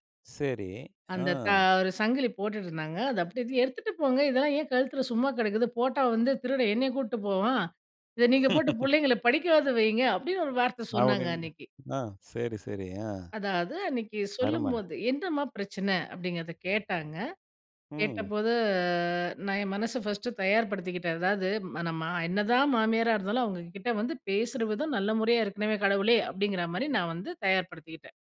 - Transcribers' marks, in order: laugh; other noise; drawn out: "கேட்டபோது"
- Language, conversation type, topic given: Tamil, podcast, மனஅழுத்தம் வந்தபோது ஆதரவைக் கேட்க எப்படி தயார் ஆகலாம்?